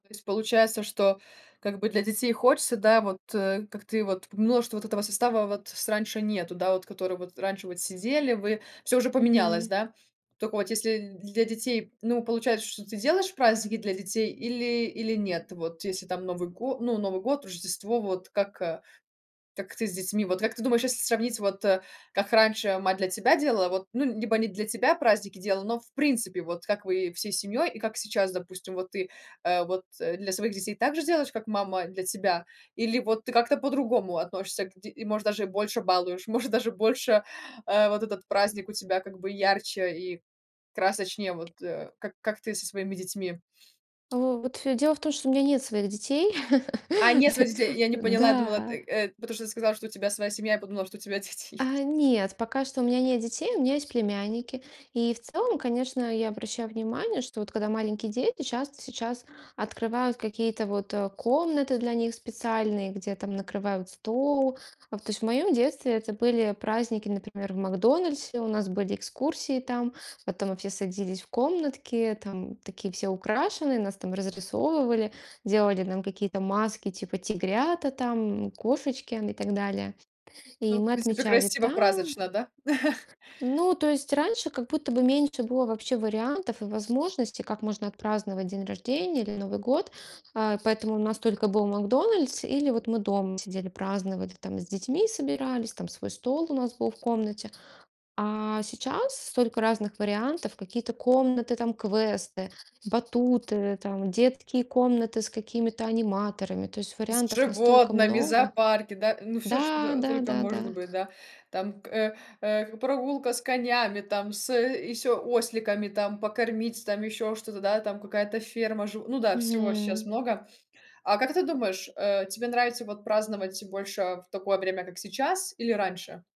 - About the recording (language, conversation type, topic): Russian, podcast, Как со временем менялись семейные праздники в вашей семье?
- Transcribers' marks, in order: chuckle; tapping; laugh; laughing while speaking: "дети есть"; other background noise; laugh